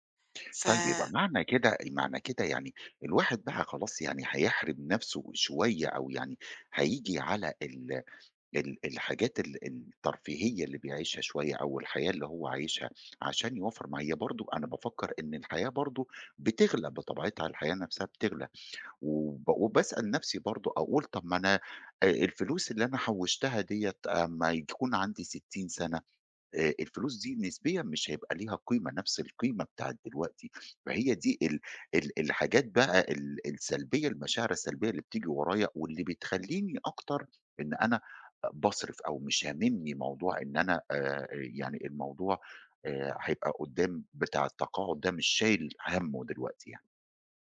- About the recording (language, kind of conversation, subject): Arabic, advice, إزاي أتعامل مع قلقي عشان بأجل الادخار للتقاعد؟
- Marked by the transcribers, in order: none